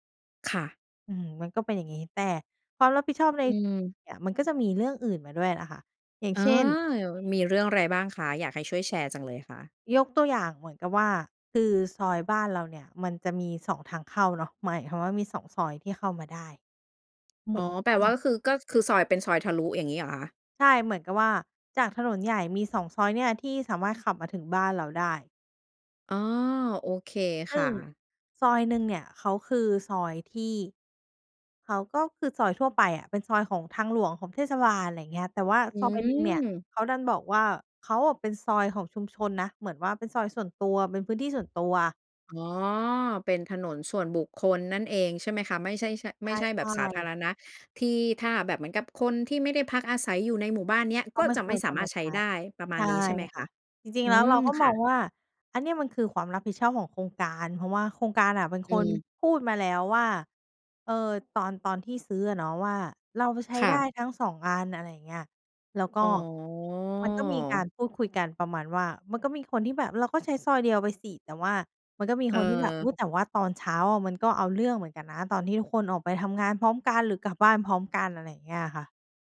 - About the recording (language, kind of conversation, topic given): Thai, podcast, คุณคิดว่า “ความรับผิดชอบร่วมกัน” ในชุมชนหมายถึงอะไร?
- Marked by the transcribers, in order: drawn out: "อ๋อ"